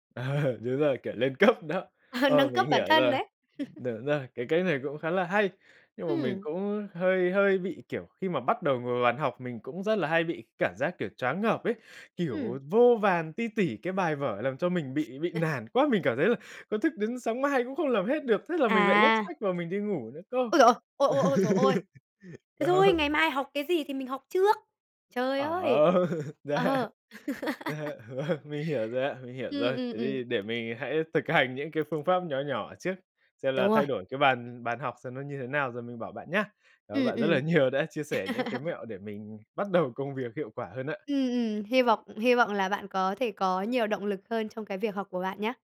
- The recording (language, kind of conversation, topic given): Vietnamese, advice, Vì sao bạn luôn trì hoãn những việc quan trọng dù biết rõ hậu quả?
- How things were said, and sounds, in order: laugh; tapping; laugh; other background noise; laugh; laugh; laughing while speaking: "Đó"; laugh; laughing while speaking: "dạ. Dạ vâng"; laugh; laugh